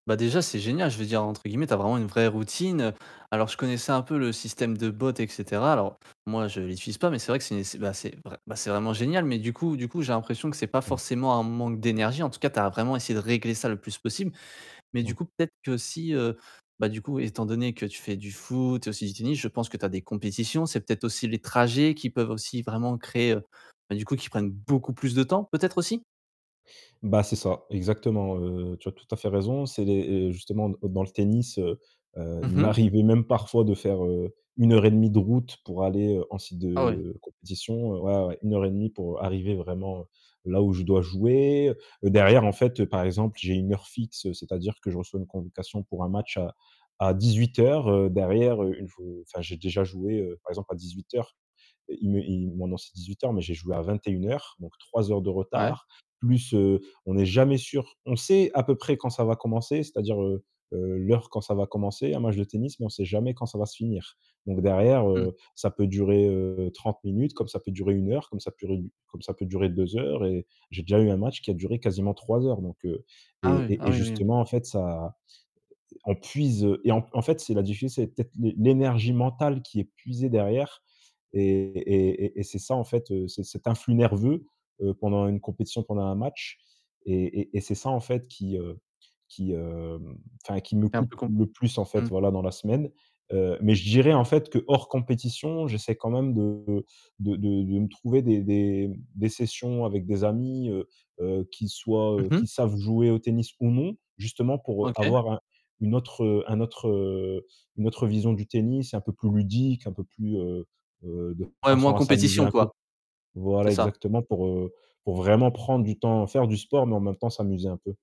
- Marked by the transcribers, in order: distorted speech; stressed: "beaucoup"; tapping
- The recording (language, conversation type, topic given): French, advice, Comment puis-je trouver du temps pour mes loisirs et mes passions personnelles ?